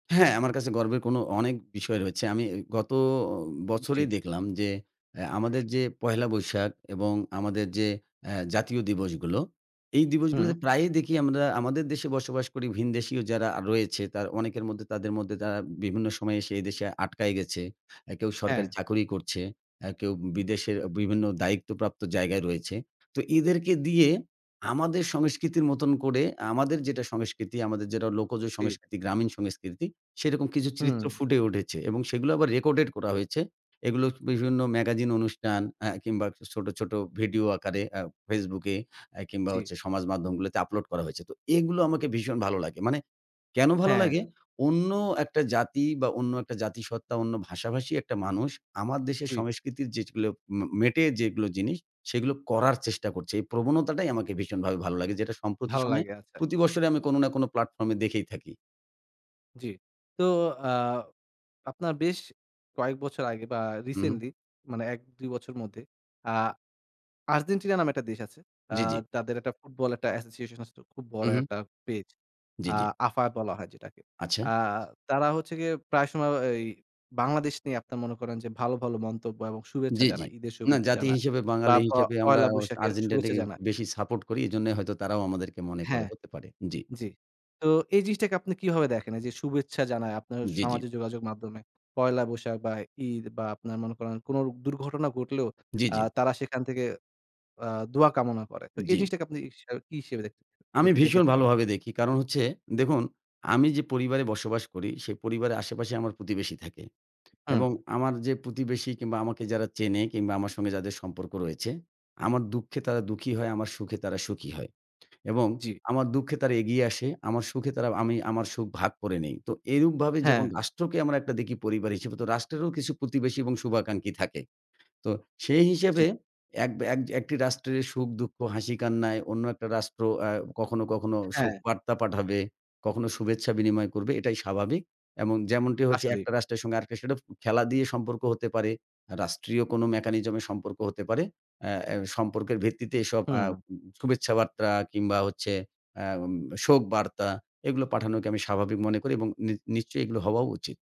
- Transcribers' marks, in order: "চিত্র" said as "চ্রিত্র"; tapping; "যেগুলো" said as "যেজগুলো"; other background noise; alarm
- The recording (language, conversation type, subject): Bengali, podcast, কখন আপনি নিজের সাংস্কৃতিক গর্ব সবচেয়ে বেশি অনুভব করেন?